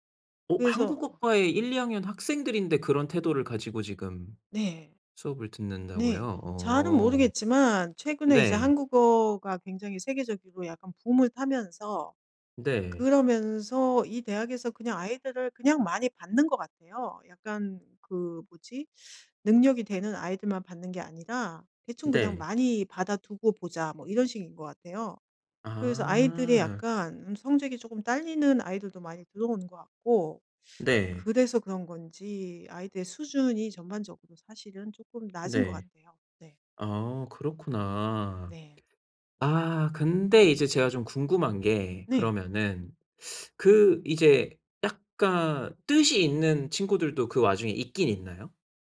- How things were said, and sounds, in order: other background noise; tapping
- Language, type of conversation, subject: Korean, advice, 사회적 압력 속에서도 진정성을 유지하려면 어떻게 해야 할까요?